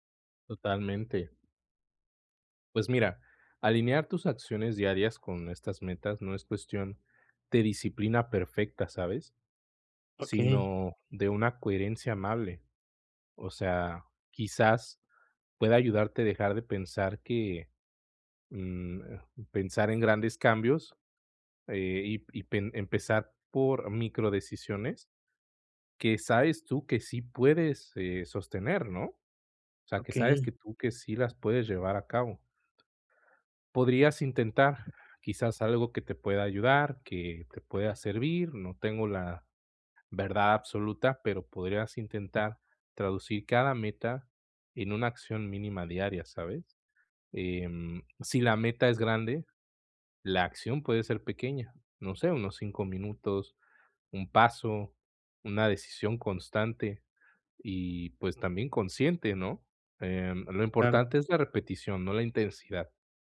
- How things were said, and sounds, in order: none
- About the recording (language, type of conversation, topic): Spanish, advice, ¿Cómo puedo alinear mis acciones diarias con mis metas?